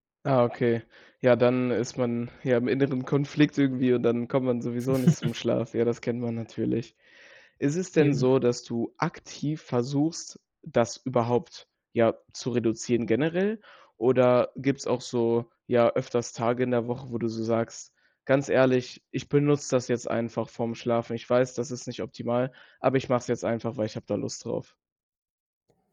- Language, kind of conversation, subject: German, podcast, Beeinflusst dein Smartphone deinen Schlafrhythmus?
- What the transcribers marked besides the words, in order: chuckle; stressed: "aktiv"